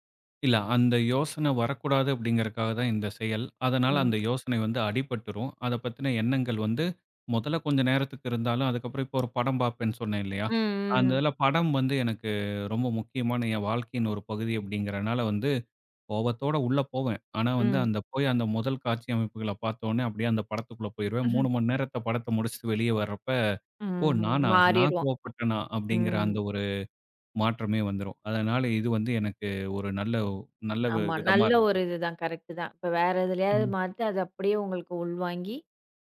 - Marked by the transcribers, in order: other noise; "மணி" said as "மண்"; "மாத்தி" said as "மாத்து"
- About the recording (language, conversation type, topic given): Tamil, podcast, கோபம் வந்தால் நீங்கள் அதை எந்த வழியில் தணிக்கிறீர்கள்?